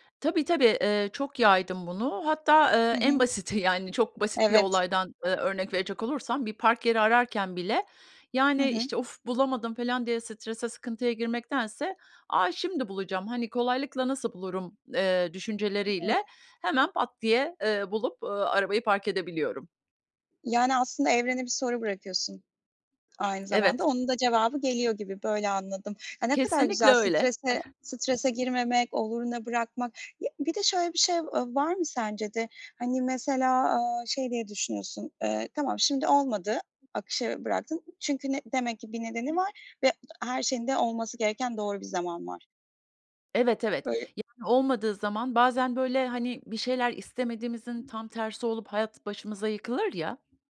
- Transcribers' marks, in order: laughing while speaking: "basiti"; unintelligible speech; other background noise; unintelligible speech; tapping
- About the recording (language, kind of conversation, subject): Turkish, podcast, Hayatta öğrendiğin en önemli ders nedir?